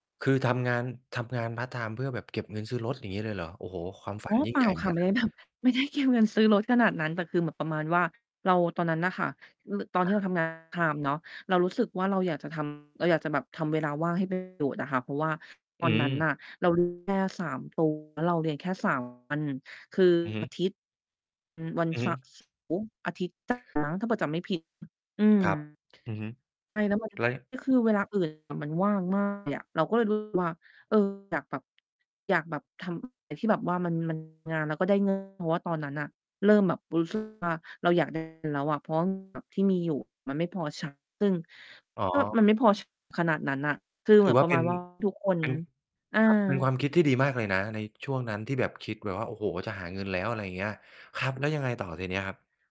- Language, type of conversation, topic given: Thai, podcast, เคยมีช่วงเวลาที่ “อ๋อ!” แล้วทำให้วิธีการเรียนของคุณเปลี่ยนไปไหม?
- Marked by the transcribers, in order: distorted speech; laughing while speaking: "แบบ ไม่ได้เก็บเงิน"; mechanical hum; other noise; tapping